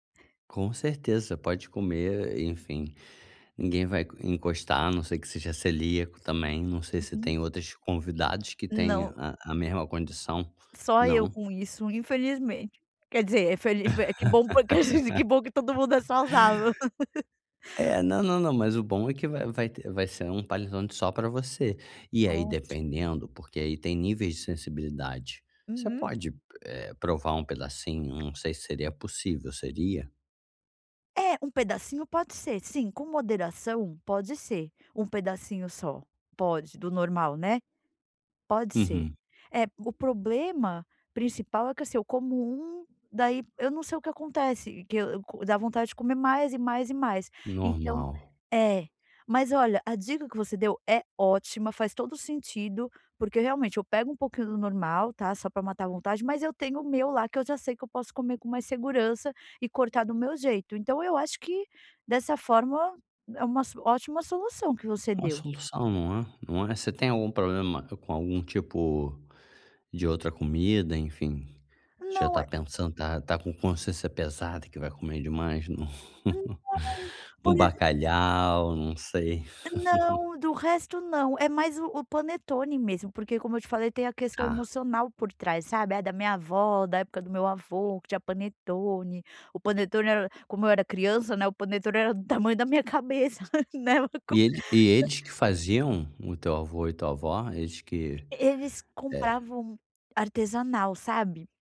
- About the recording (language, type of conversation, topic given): Portuguese, advice, Como posso manter uma alimentação equilibrada durante celebrações e festas?
- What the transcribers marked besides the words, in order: laugh; laughing while speaking: "que bom que todo mundo é saudável"; laugh; laugh; laughing while speaking: "cabeça, né"